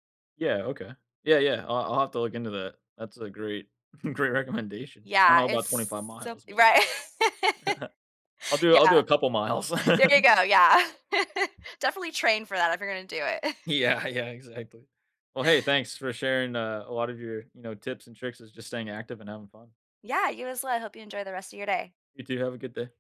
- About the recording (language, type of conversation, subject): English, unstructured, What are the best ways to stay active every day?
- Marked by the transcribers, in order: laughing while speaking: "great recommendation"; drawn out: "It's"; laughing while speaking: "right"; chuckle; laugh; other background noise; chuckle; laughing while speaking: "Yeah, yeah"